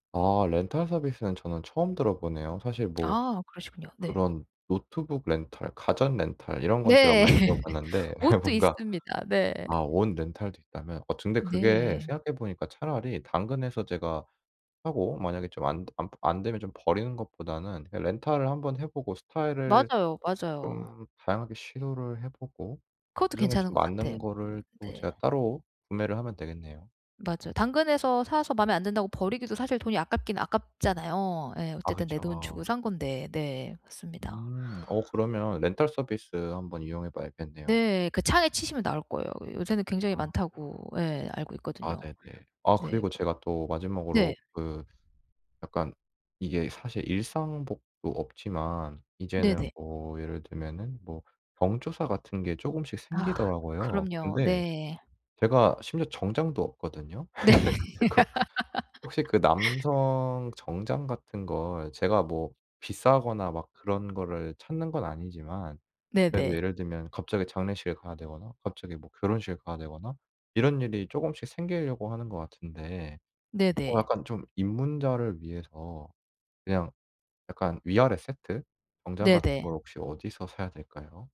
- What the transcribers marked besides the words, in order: laugh; laughing while speaking: "예 뭔가"; unintelligible speech; other background noise; laugh; laughing while speaking: "그래가지고"; laughing while speaking: "네"; laugh
- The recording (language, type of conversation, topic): Korean, advice, 한정된 예산으로 세련된 옷을 고르는 방법